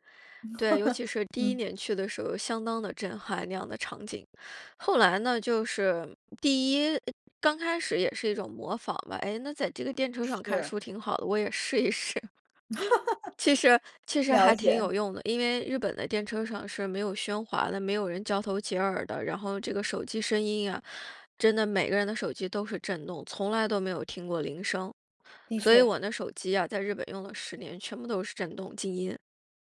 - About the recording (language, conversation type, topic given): Chinese, podcast, 如何在通勤途中练习正念？
- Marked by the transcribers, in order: laugh; laughing while speaking: "试一试"; laugh